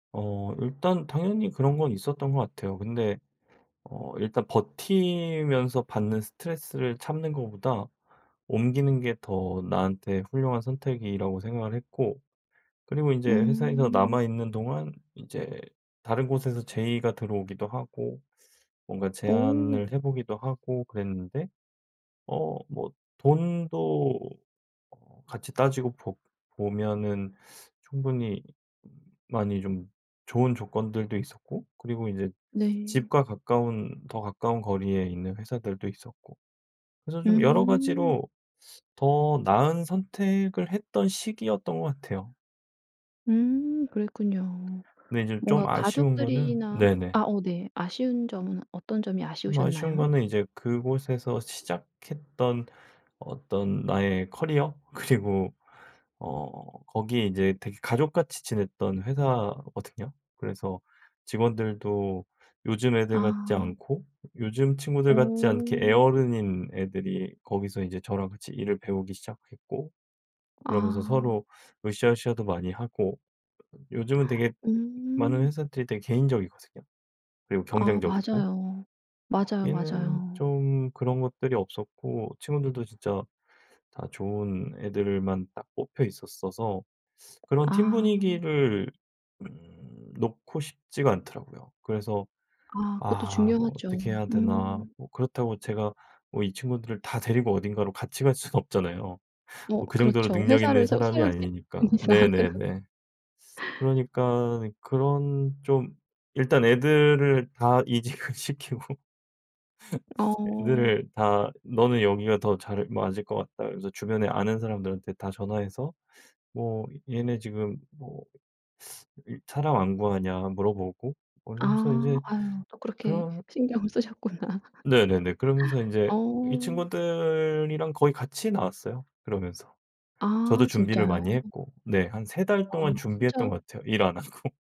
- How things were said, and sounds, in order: tapping; other background noise; laughing while speaking: "그리고"; laughing while speaking: "갈 순"; laughing while speaking: "이상"; laugh; laughing while speaking: "이직을 시키고"; laughing while speaking: "신경을 쓰셨구나"; laugh; laughing while speaking: "하고"
- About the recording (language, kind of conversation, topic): Korean, podcast, 직업을 바꾸고 싶다고 느끼는 신호는 무엇인가요?